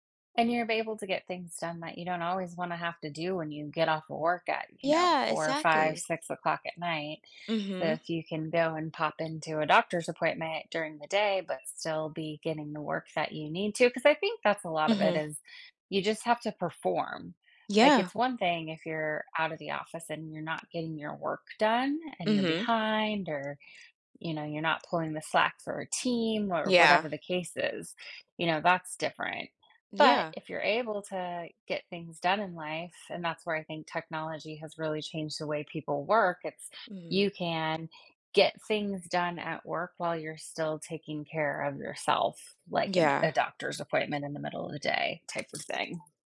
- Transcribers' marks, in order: alarm; other background noise
- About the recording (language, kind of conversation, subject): English, unstructured, How has technology changed the way you work?